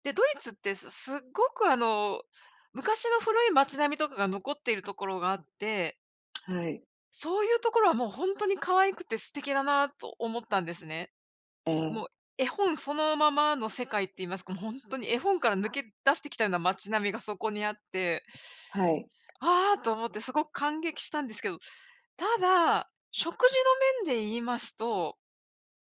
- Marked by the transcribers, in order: other background noise; tapping
- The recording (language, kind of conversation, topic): Japanese, unstructured, 初めての旅行で一番驚いたことは何ですか？